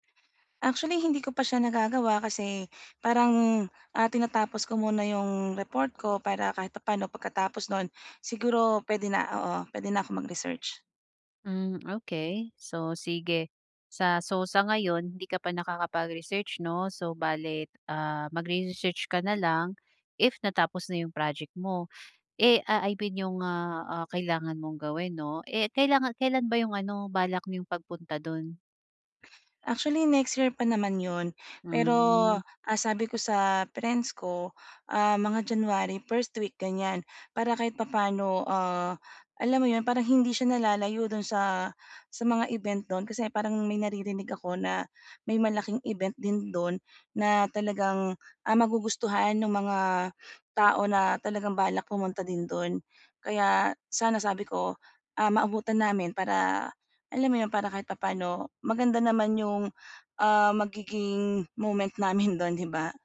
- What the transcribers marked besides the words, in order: other background noise
- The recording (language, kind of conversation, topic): Filipino, advice, Paano ako makakapag-explore ng bagong lugar nang may kumpiyansa?